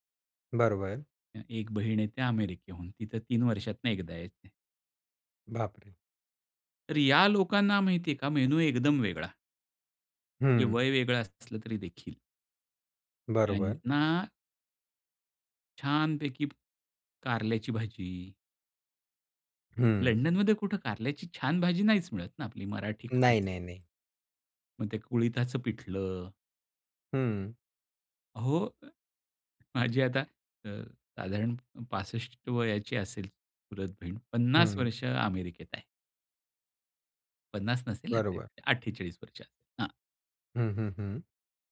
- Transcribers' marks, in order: tapping
- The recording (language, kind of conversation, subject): Marathi, podcast, तुम्ही पाहुण्यांसाठी मेनू कसा ठरवता?